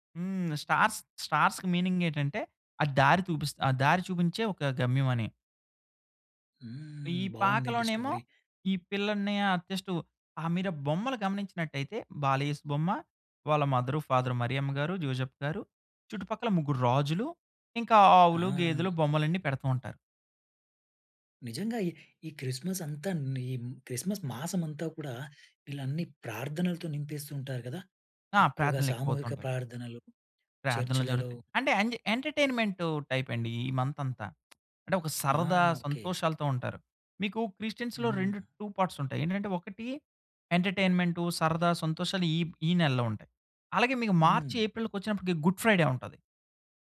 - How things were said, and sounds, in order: in English: "స్టార్స్, స్టార్స్‌కి మీనింగ్"; in English: "స్టోరీ"; unintelligible speech; in English: "మదర్, ఫాదర్"; tapping; in English: "క్రిస్టియన్స్‌లో"
- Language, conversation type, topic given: Telugu, podcast, పండుగల సమయంలో ఇంటి ఏర్పాట్లు మీరు ఎలా ప్రణాళిక చేసుకుంటారు?